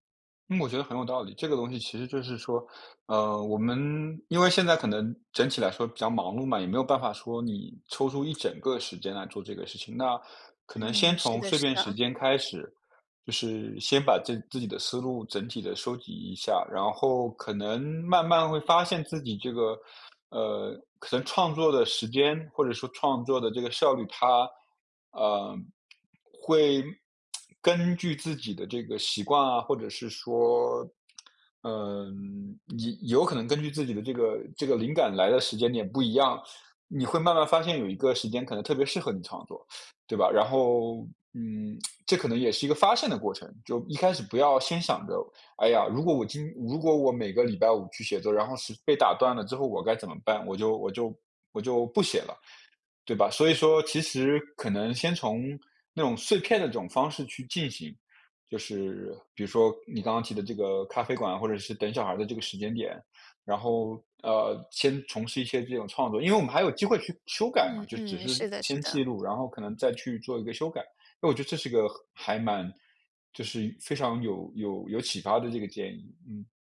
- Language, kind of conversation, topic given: Chinese, advice, 在忙碌中如何持续记录并养成好习惯？
- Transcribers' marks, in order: other background noise; tapping; lip smack; lip smack; teeth sucking; teeth sucking; lip smack